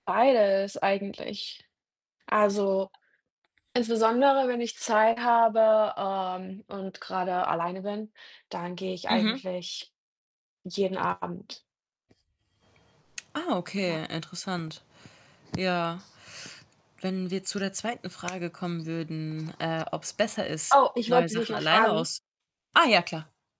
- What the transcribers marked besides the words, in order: other background noise; distorted speech; static
- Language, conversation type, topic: German, unstructured, Welche Tipps hast du für jemanden, der ein neues Hobby sucht?